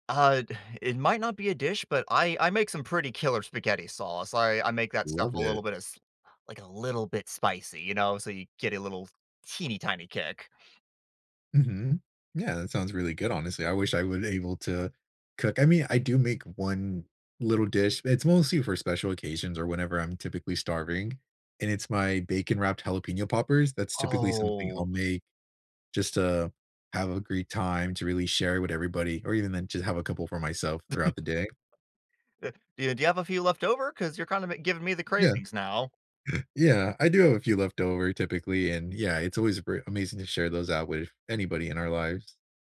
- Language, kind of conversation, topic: English, unstructured, What hobby should I try to de-stress and why?
- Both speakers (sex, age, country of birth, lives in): male, 20-24, United States, United States; male, 20-24, United States, United States
- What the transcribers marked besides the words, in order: sigh; other background noise; drawn out: "Oh"; chuckle; tapping; chuckle